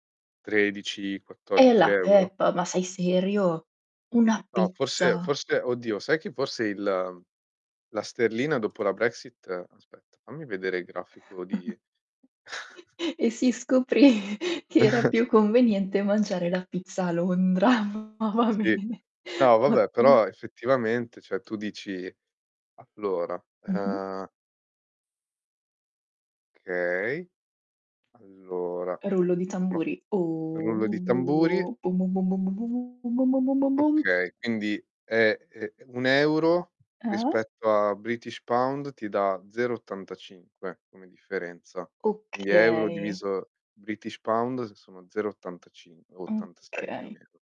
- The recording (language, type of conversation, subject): Italian, unstructured, Qual è la tua esperienza più memorabile con il cibo di strada?
- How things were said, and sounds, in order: tapping; chuckle; other background noise; laughing while speaking: "E si scoprì"; chuckle; laughing while speaking: "Londra. Va bene, ottimo"; distorted speech; "Okay" said as "kay"; static; unintelligible speech; drawn out: "O"; in English: "british pound"; in English: "british pound"